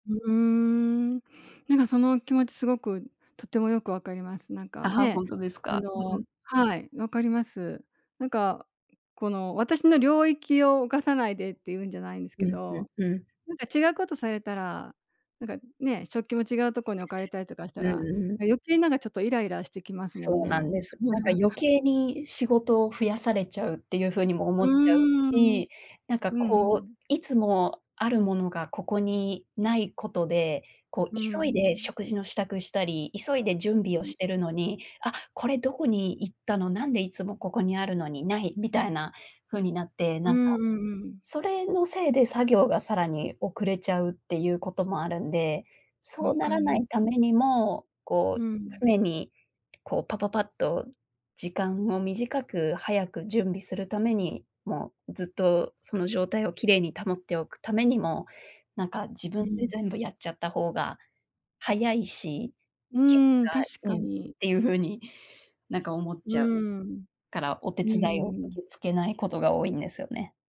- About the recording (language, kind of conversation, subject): Japanese, advice, 完璧主義で作業がいつまでも終わらないのはなぜですか？
- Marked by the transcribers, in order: other noise; chuckle; unintelligible speech